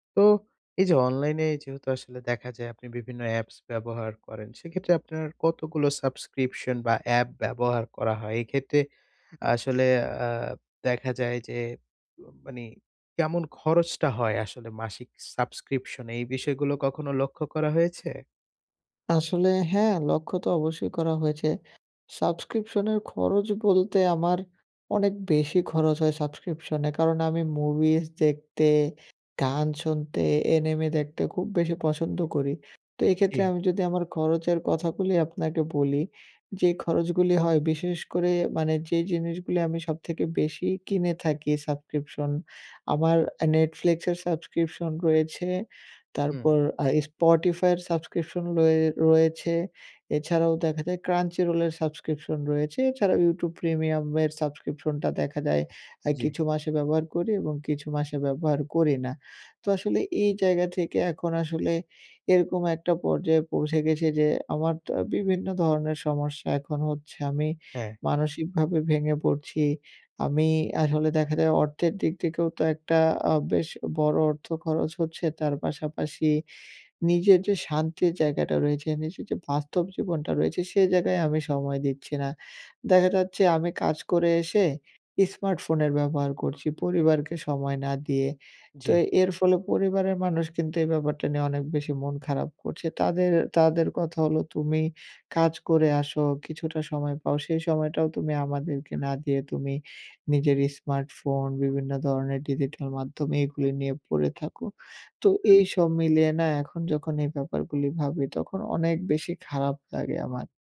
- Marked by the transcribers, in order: in English: "subscription"; in English: "subscription?"; tapping; other background noise
- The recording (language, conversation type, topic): Bengali, advice, ডিজিটাল জঞ্জাল কমাতে সাবস্ক্রিপশন ও অ্যাপগুলো কীভাবে সংগঠিত করব?